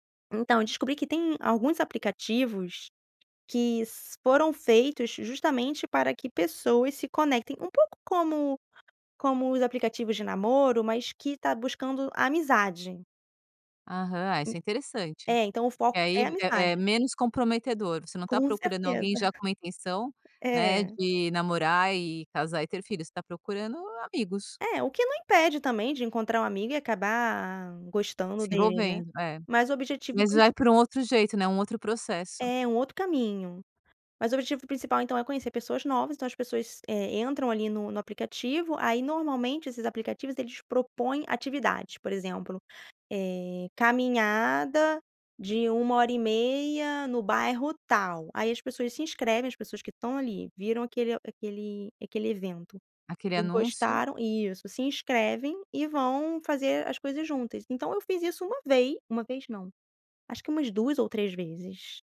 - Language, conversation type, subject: Portuguese, podcast, Que conselho você daria a alguém que está se sentindo sozinho?
- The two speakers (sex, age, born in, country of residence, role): female, 35-39, Brazil, France, guest; female, 50-54, Brazil, France, host
- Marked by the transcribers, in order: tapping